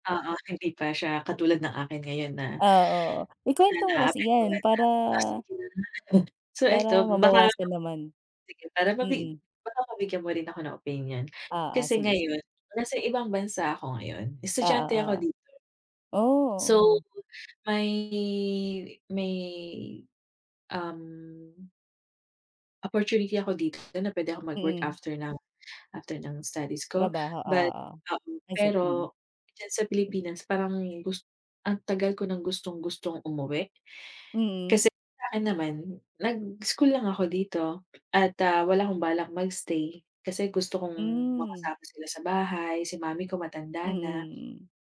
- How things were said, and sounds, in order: other background noise; unintelligible speech
- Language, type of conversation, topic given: Filipino, unstructured, Ano ang palagay mo sa pagtanggap ng mga bagong ideya kahit natatakot ka, at paano mo pinipili kung kailan ka dapat makinig sa iba?